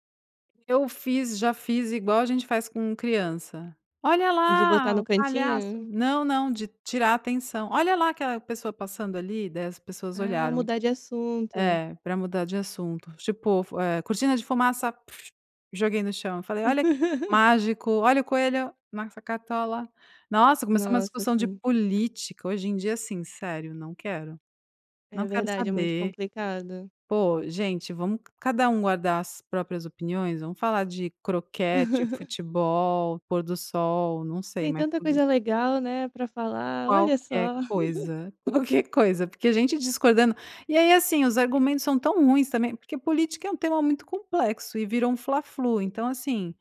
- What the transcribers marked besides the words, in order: other noise; laugh; laugh; laughing while speaking: "qualquer coisa"; laugh
- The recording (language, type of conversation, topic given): Portuguese, podcast, Como você costuma discordar sem esquentar a situação?